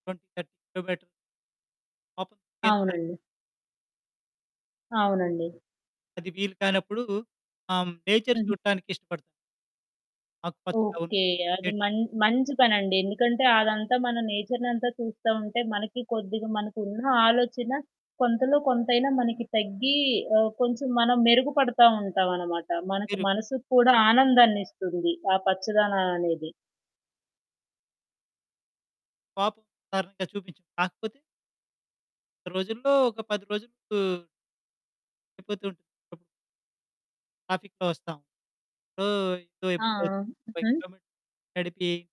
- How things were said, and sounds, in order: in English: "ట్వెంటీ థర్టీ కిలోమీటర్"; unintelligible speech; in English: "నేచర్"; unintelligible speech; in English: "నేచర్‌నంతా"; other background noise; in English: "ట్రాఫిక్‌లో"; in English: "సో"; distorted speech; in English: "ఫైవ్ కిలోమీటర్"
- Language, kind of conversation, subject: Telugu, podcast, మీరు ఒకసారి తప్పు నమ్మకాన్ని మార్చుకున్న అనుభవాన్ని వివరించగలరా?